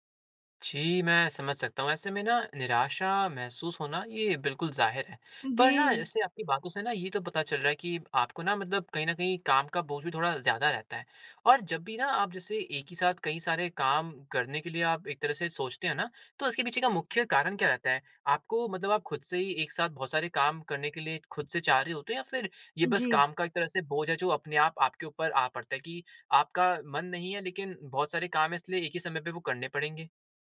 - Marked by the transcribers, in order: none
- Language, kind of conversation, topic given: Hindi, advice, एक ही समय में कई काम करते हुए मेरा ध्यान क्यों भटक जाता है?